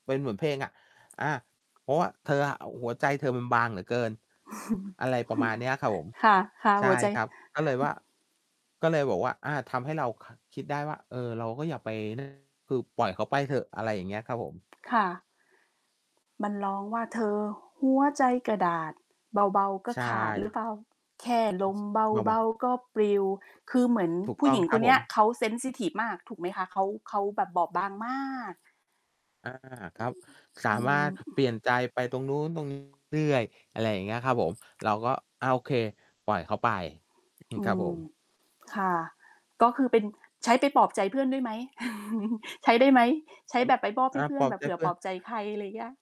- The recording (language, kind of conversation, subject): Thai, unstructured, มีเพลงไหนที่ทำให้คุณรู้สึกว่าได้เป็นตัวเองอย่างแท้จริงไหม?
- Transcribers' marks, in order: static; chuckle; other noise; distorted speech; singing: "เธอหัวใจกระดาษ เบา ๆ ก็ขาด"; singing: "แค่ลมเบา ๆ ก็ปลิว"; in English: "เซนซิทิฟ"; throat clearing; tapping; chuckle